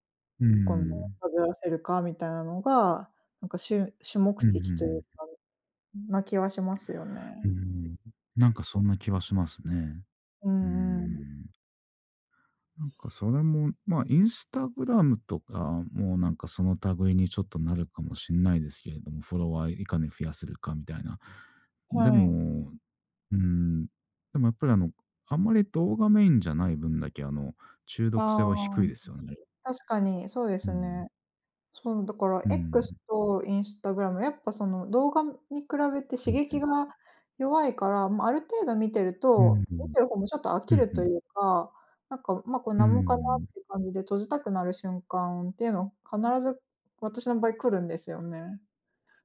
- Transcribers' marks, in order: other background noise
- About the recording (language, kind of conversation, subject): Japanese, unstructured, 毎日のスマホの使いすぎについて、どう思いますか？
- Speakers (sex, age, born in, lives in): female, 35-39, Japan, Germany; male, 40-44, Japan, Japan